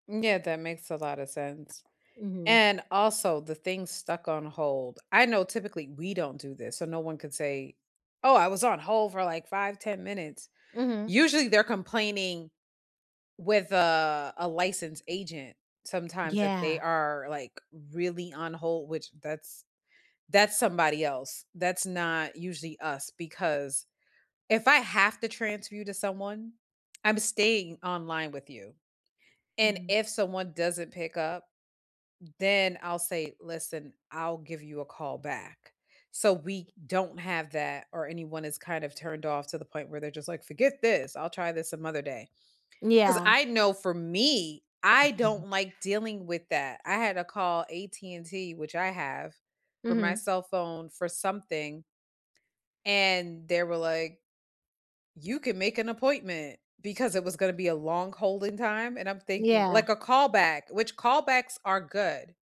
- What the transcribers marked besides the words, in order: other background noise; tapping; unintelligible speech
- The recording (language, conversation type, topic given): English, unstructured, What is the most irritating part of dealing with customer service?
- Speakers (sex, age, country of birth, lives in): female, 30-34, United States, United States; female, 45-49, United States, United States